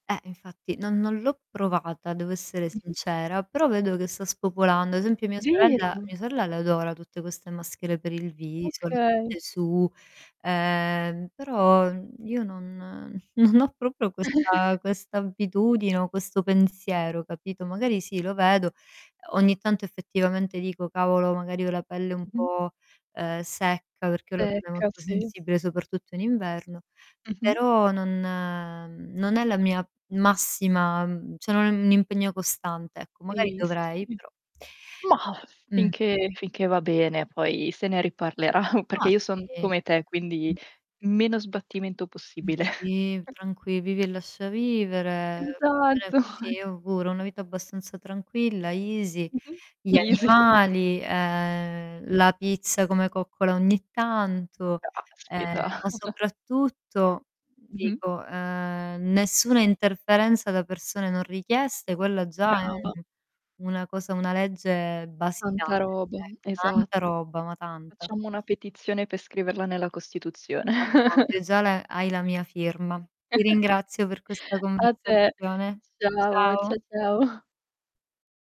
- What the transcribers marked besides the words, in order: static; "sta" said as "sa"; distorted speech; drawn out: "Ehm"; laughing while speaking: "ho"; "proprio" said as "propio"; chuckle; "abitudine" said as "abbitudine"; other background noise; tapping; drawn out: "non"; "cioè" said as "ceh"; chuckle; drawn out: "sì"; drawn out: "sì"; chuckle; drawn out: "vivere"; chuckle; in English: "Easy"; in English: "easy"; chuckle; unintelligible speech; chuckle; unintelligible speech; chuckle; chuckle
- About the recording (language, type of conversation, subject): Italian, unstructured, Cosa significa per te prendersi cura di sé?